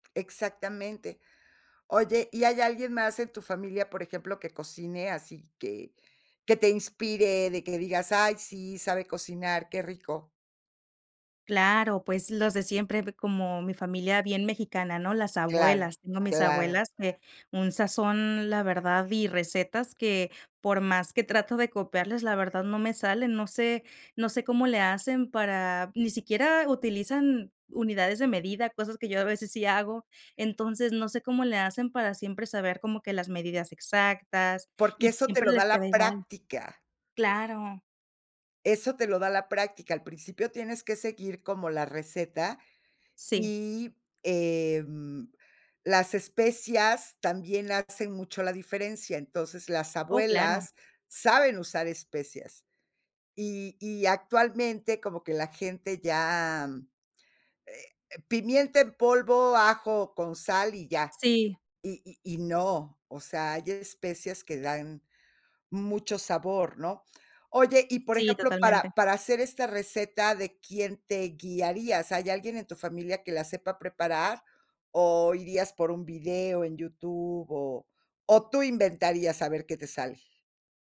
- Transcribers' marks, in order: none
- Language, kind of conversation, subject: Spanish, podcast, ¿Qué plato te gustaría aprender a preparar ahora?
- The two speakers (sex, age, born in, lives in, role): female, 30-34, Mexico, Mexico, guest; female, 60-64, Mexico, Mexico, host